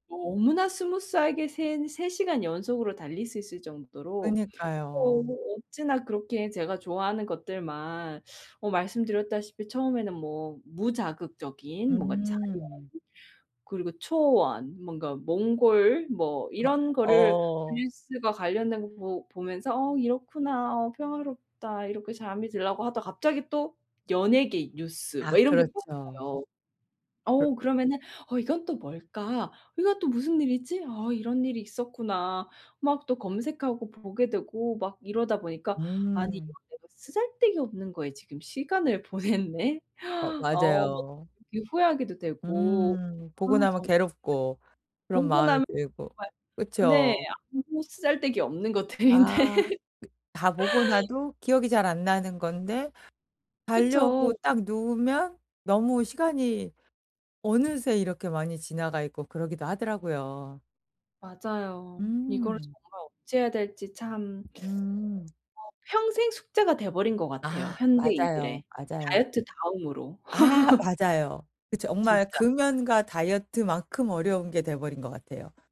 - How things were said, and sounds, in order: unintelligible speech; laughing while speaking: "보냈네"; laughing while speaking: "것들인데"; tapping; other background noise; laugh
- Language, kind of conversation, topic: Korean, advice, 잠들기 전에 화면을 끄는 습관을 잘 지키지 못하는 이유는 무엇인가요?